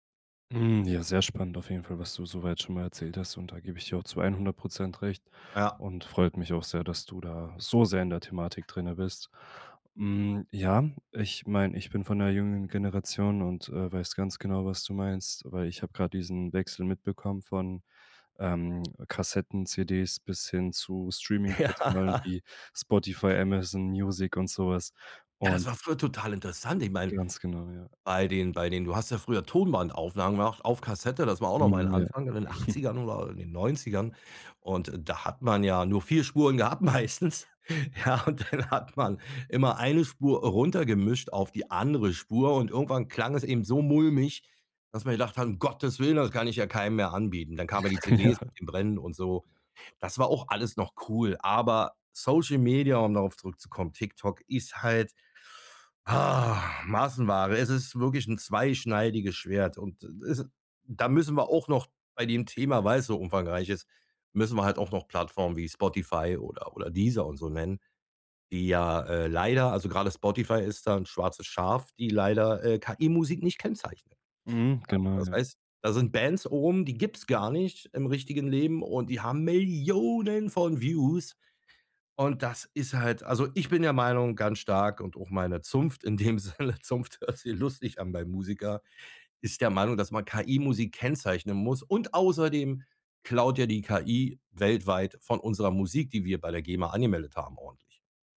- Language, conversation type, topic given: German, podcast, Wie verändert TikTok die Musik- und Popkultur aktuell?
- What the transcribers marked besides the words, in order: laughing while speaking: "Ja"; chuckle; laughing while speaking: "gehabt meistens, ja, und dann hat man"; laughing while speaking: "Ja"; other noise; stressed: "Millionen"; laughing while speaking: "Sinne, Zunft hört sich"; stressed: "Und"